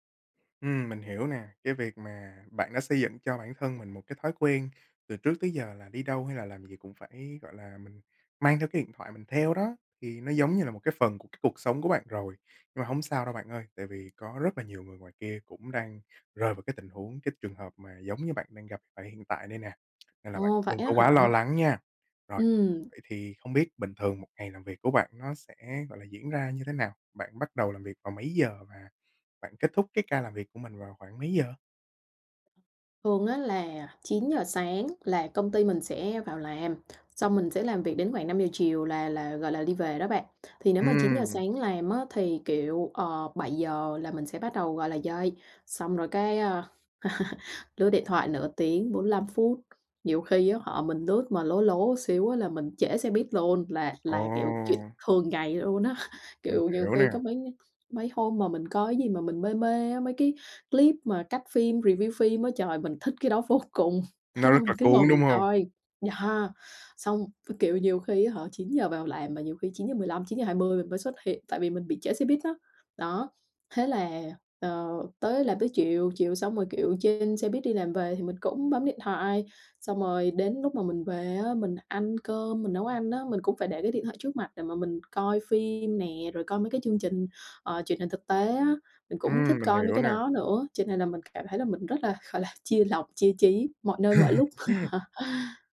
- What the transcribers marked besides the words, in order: other background noise; tapping; laugh; laughing while speaking: "á"; in English: "review"; laughing while speaking: "cùng"; laughing while speaking: "là"; laugh
- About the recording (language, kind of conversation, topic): Vietnamese, advice, Làm sao tôi có thể tập trung sâu khi bị phiền nhiễu kỹ thuật số?
- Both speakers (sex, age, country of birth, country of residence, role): female, 25-29, Vietnam, Germany, user; male, 20-24, Vietnam, Germany, advisor